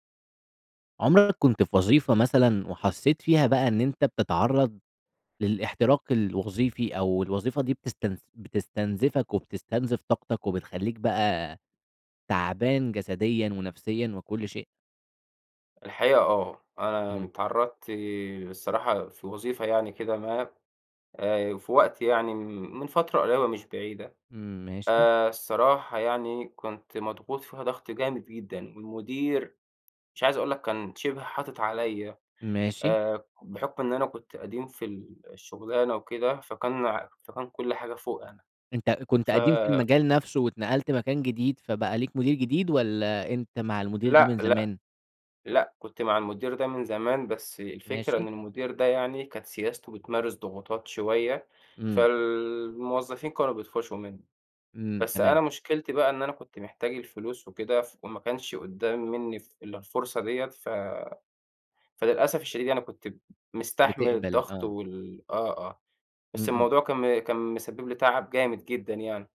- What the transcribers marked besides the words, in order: none
- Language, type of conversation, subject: Arabic, podcast, إيه العلامات اللي بتقول إن شغلك بيستنزفك؟